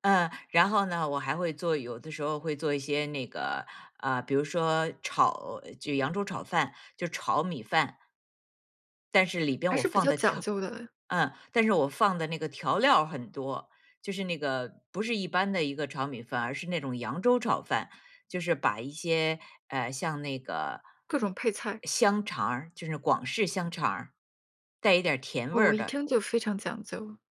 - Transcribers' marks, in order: none
- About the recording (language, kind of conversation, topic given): Chinese, podcast, 你觉得有哪些适合带去聚会一起分享的菜品？
- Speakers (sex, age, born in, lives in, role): female, 35-39, China, United States, host; female, 60-64, China, United States, guest